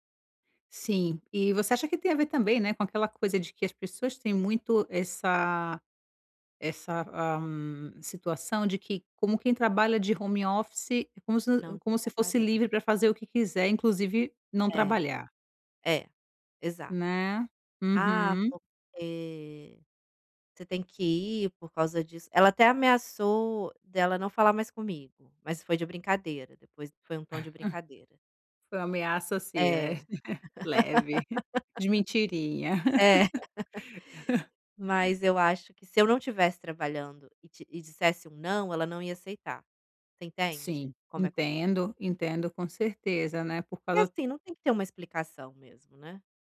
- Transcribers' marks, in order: in English: "home office"; chuckle; laugh; chuckle; laugh; tapping
- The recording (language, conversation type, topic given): Portuguese, advice, Como posso dizer não de forma assertiva sem me sentir culpado ou agressivo?